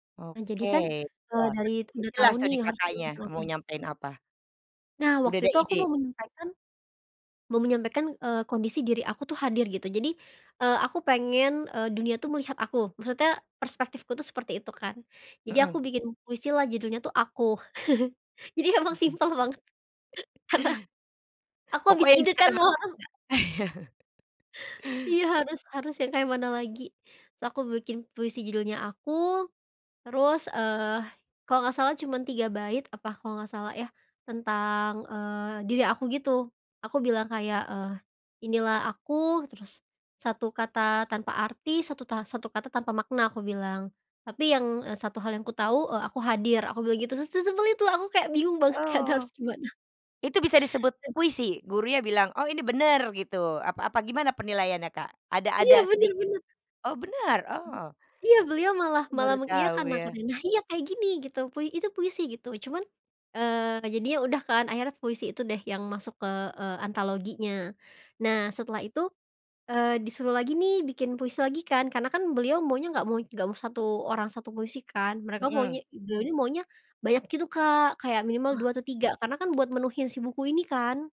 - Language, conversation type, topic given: Indonesian, podcast, Apa pengalaman belajar paling berkesanmu saat masih sekolah?
- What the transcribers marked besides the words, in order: in English: "log in"; chuckle; laughing while speaking: "jadi emang simple banget, karena"; chuckle; laugh; laughing while speaking: "kan harus gimana?"; other noise